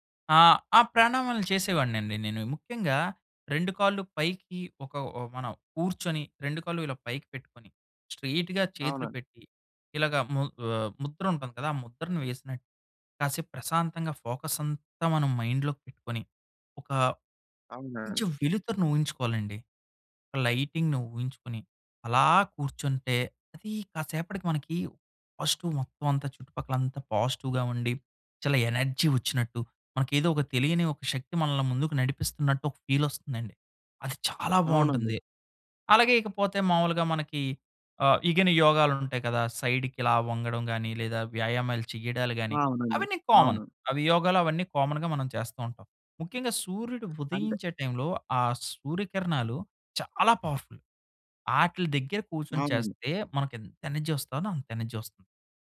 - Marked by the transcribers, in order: in English: "స్ట్రెయిట్‌గా"; in English: "ఫోకస్"; in English: "మైండ్‌లో"; in English: "లైటింగ్‌ను"; in English: "పాజిటివ్"; in English: "పాజిటివ్‌గా"; in English: "ఎనర్జీ"; in English: "ఫీల్"; in English: "సైడ్‌కి"; in English: "కామన్"; in English: "కామన్‌గా"; in English: "పవర్‌ఫుల్"; in English: "ఎనర్జీ"; in English: "ఎనర్జీ"
- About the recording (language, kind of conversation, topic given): Telugu, podcast, యోగా చేసి చూడావా, అది నీకు ఎలా అనిపించింది?